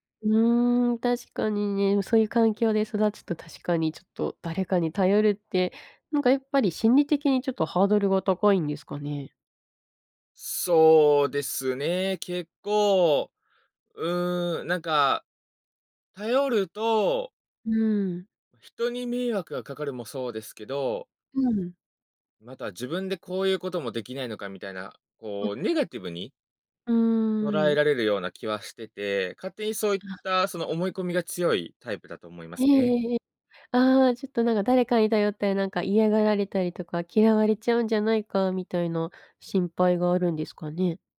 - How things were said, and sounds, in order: none
- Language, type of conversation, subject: Japanese, advice, なぜ私は人に頼らずに全部抱え込み、燃え尽きてしまうのでしょうか？